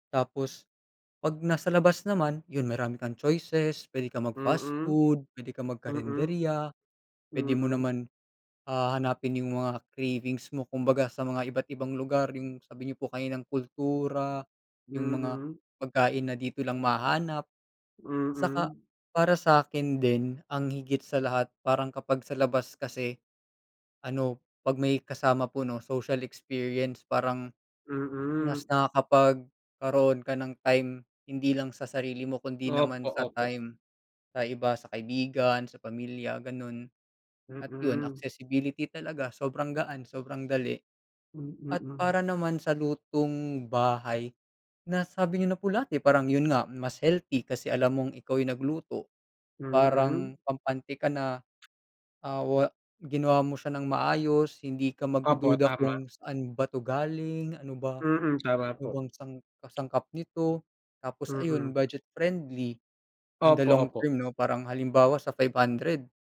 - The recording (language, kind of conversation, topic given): Filipino, unstructured, Ano ang mas pinipili mo, pagkain sa labas o lutong bahay?
- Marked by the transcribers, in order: none